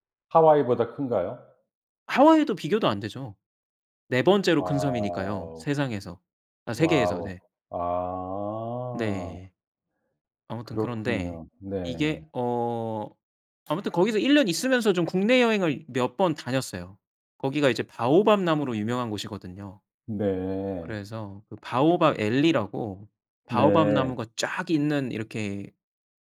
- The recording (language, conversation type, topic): Korean, podcast, 가장 기억에 남는 여행 경험을 이야기해 주실 수 있나요?
- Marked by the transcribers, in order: other background noise